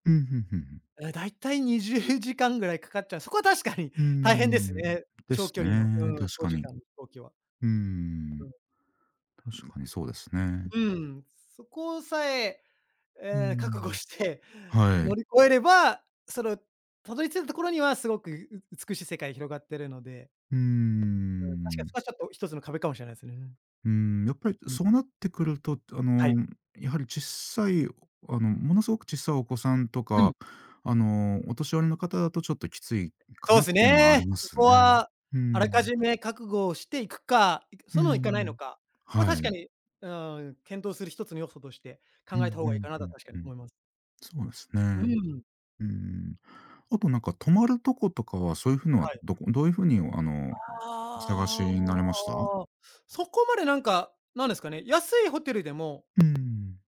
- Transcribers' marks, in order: laughing while speaking: "にじゅうじかん ぐらいかかっちゃう。そこは確かに大変ですね"; laughing while speaking: "覚悟して"; drawn out: "ああ"; other background noise
- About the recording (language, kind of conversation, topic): Japanese, podcast, 旅行するならどんな場所が好きですか？